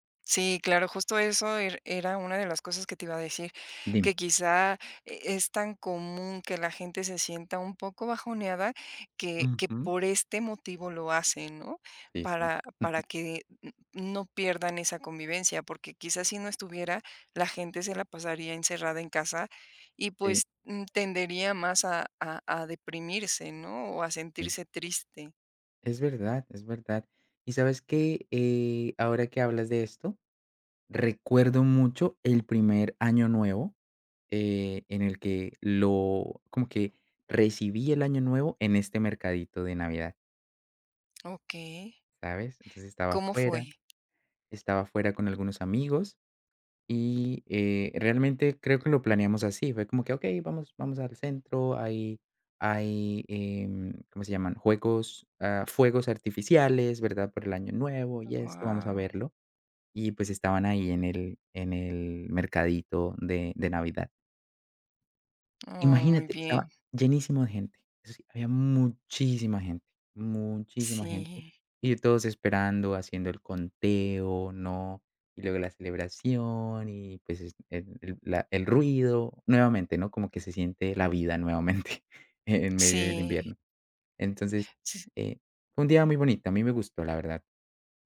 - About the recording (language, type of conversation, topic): Spanish, podcast, ¿Cuál es un mercado local que te encantó y qué lo hacía especial?
- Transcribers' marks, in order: other background noise; laughing while speaking: "nuevamente"